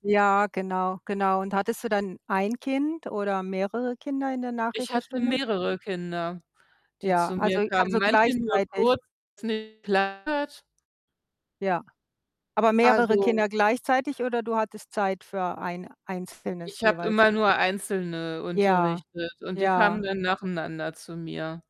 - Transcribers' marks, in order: distorted speech; other background noise; unintelligible speech
- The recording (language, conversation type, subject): German, unstructured, Was macht dir an deiner Arbeit am meisten Spaß?